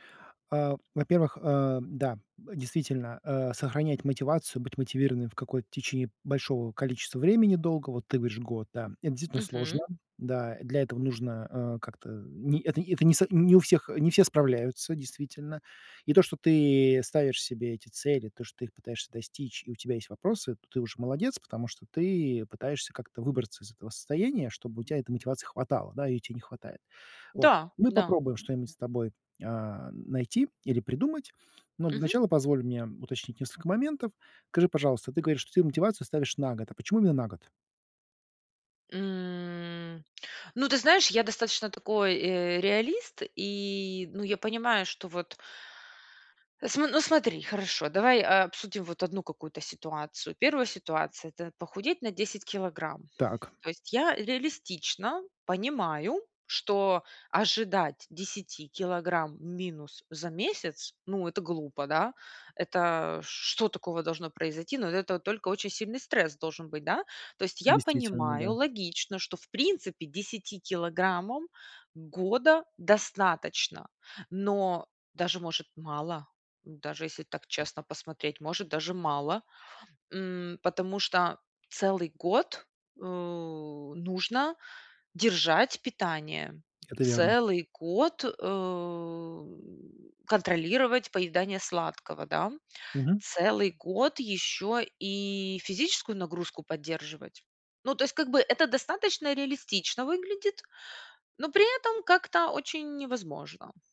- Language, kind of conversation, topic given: Russian, advice, Как поставить реалистичную и достижимую цель на год, чтобы не терять мотивацию?
- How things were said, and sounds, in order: other background noise; drawn out: "М"; tapping